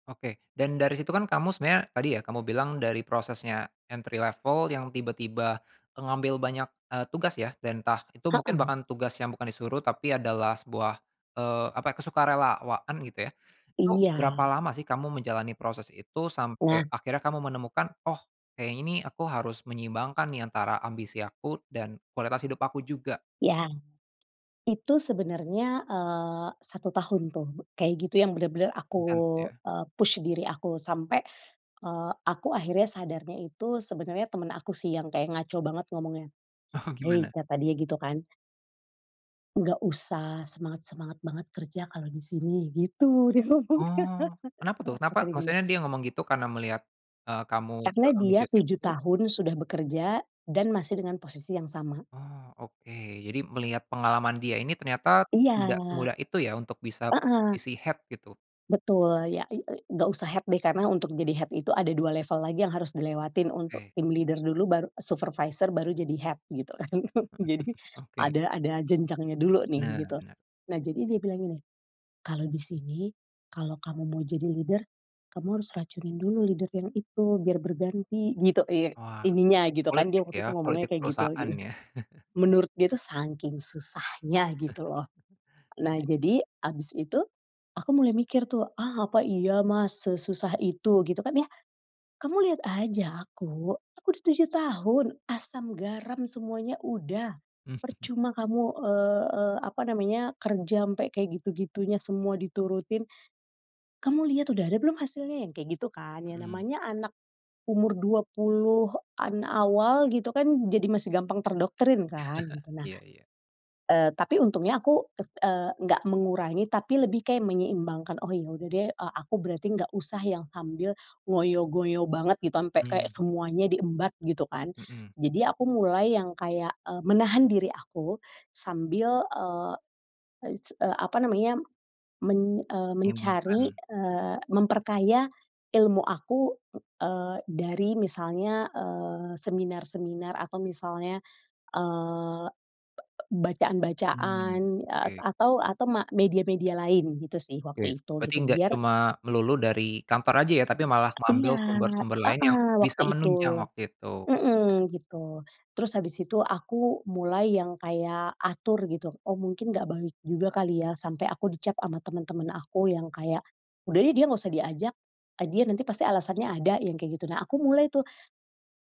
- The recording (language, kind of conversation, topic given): Indonesian, podcast, Bagaimana kita menyeimbangkan ambisi dan kualitas hidup saat mengejar kesuksesan?
- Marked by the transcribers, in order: in English: "entry level"; in English: "push"; laugh; other background noise; in English: "head"; in English: "head"; in English: "head"; in English: "team leader"; in English: "supervisor"; in English: "head"; laugh; in English: "leader"; in English: "leader"; chuckle; chuckle; unintelligible speech; chuckle; "Menyeimbangkan" said as "menyimbangkan"; tapping